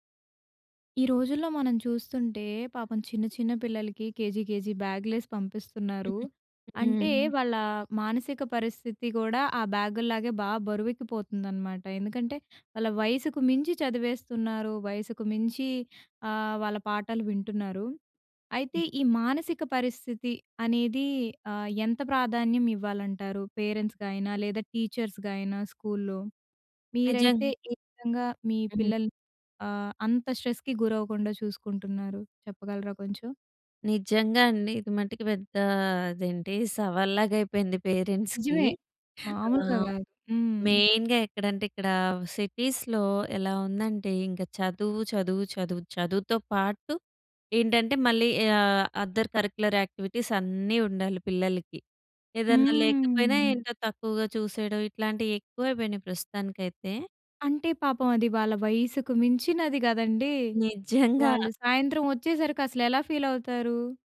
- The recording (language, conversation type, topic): Telugu, podcast, స్కూల్‌లో మానసిక ఆరోగ్యానికి ఎంత ప్రాధాన్యం ఇస్తారు?
- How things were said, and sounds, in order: in English: "కేజీ కేజీ"; other noise; other background noise; in English: "పేరెంట్స్‌గా"; in English: "టీచర్స్‌గా"; in English: "స్కూల్‌లో?"; in English: "స్ట్రెస్‌కి"; in English: "పేరెంట్స్‌కి"; chuckle; in English: "మెయిన్‌గా"; in English: "సిటీస్‌లో"; in English: "అదర్ కరిక్యులర్ యాక్టివిటీస్"; in English: "ఫీల్"